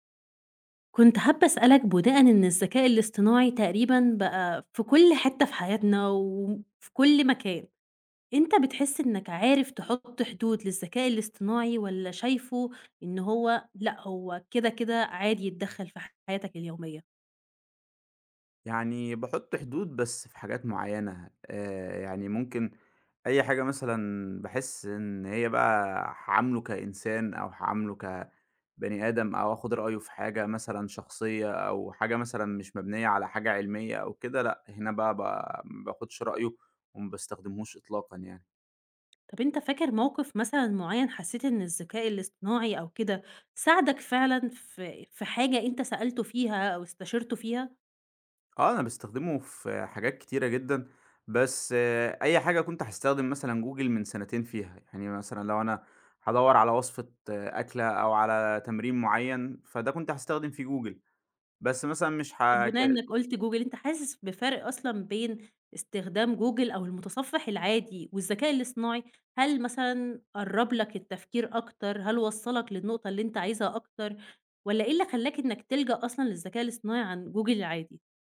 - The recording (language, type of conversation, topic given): Arabic, podcast, إزاي بتحط حدود للذكاء الاصطناعي في حياتك اليومية؟
- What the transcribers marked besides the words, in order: "بُناءً" said as "بُداءً"; tapping